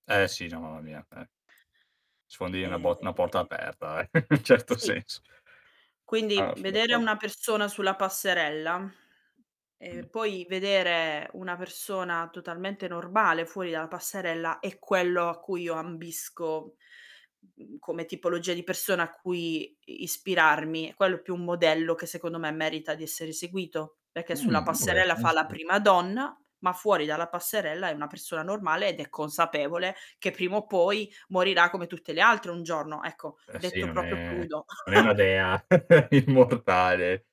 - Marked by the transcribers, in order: tapping; static; drawn out: "Ehm"; chuckle; other background noise; laughing while speaking: "certo senso"; distorted speech; unintelligible speech; "proprio" said as "propio"; giggle; laughing while speaking: "immortale"
- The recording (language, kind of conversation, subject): Italian, podcast, Chi sono le tue icone di stile e perché?